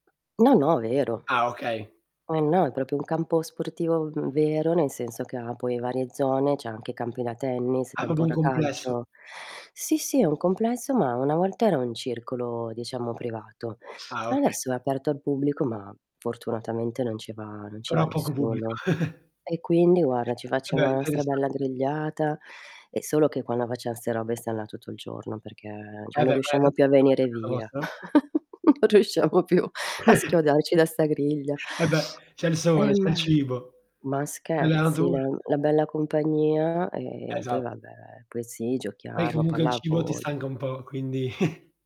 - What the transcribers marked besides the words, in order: tapping; static; "proprio" said as "propio"; other background noise; "cioè" said as "ceh"; distorted speech; "proprio" said as "popo"; chuckle; "cioè" said as "ceh"; unintelligible speech; chuckle; laughing while speaking: "Non riusciamo più"; chuckle; chuckle
- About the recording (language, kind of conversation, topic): Italian, unstructured, Cosa ti rende più felice durante il weekend?